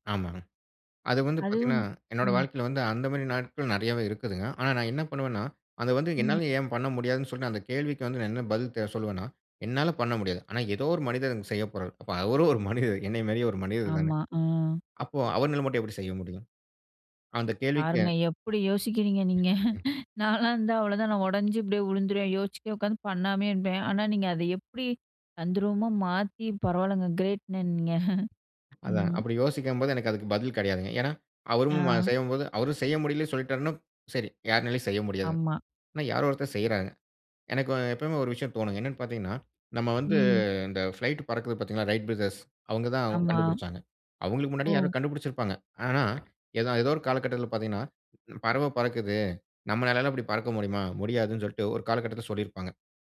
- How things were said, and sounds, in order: "என்னுடைய" said as "என்னோட"; laugh; "விழுந்துருவேன்" said as "உலுந்துருவேன்"; tapping; chuckle; "பறக்கிறது" said as "பறக்குது"
- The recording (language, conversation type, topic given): Tamil, podcast, தோல்வி வந்தால் அதை கற்றலாக மாற்ற நீங்கள் எப்படி செய்கிறீர்கள்?